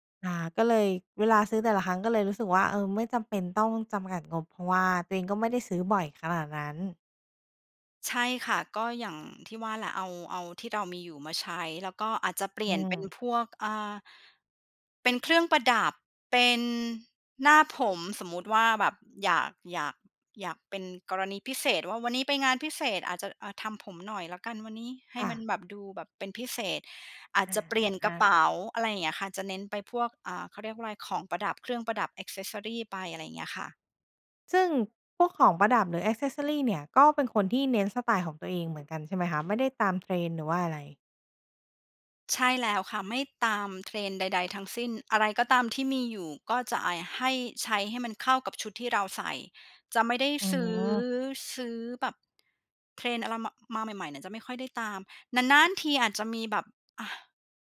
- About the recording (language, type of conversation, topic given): Thai, podcast, ชอบแต่งตัวตามเทรนด์หรือคงสไตล์ตัวเอง?
- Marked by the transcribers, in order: "จำกัด" said as "จำหงัด"; in English: "แอกเซสซอรี"; in English: "แอกเซสซอรี"; "อะไร" said as "อะละ"